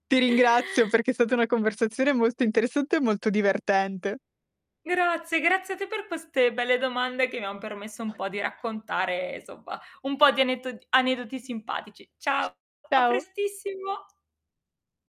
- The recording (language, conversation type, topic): Italian, podcast, Cosa fai per far sentire gli ospiti subito a loro agio?
- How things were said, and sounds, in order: tapping; other background noise; distorted speech